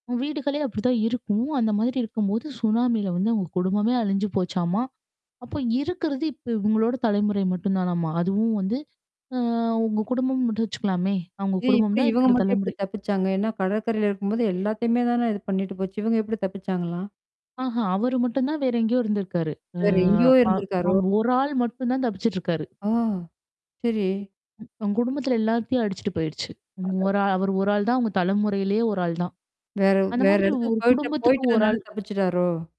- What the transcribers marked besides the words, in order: other background noise; drawn out: "அ"; static; surprised: "இது எப்புடி? இவங்க மட்டும் எப்படி … இவங்க எப்படி தப்பிச்சாங்களா?"; tapping; distorted speech; drawn out: "அ"; mechanical hum
- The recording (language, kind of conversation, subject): Tamil, podcast, அந்த மக்களின் வாழ்வியல் உங்கள் பார்வையை எப்படிப் மாற்றியது?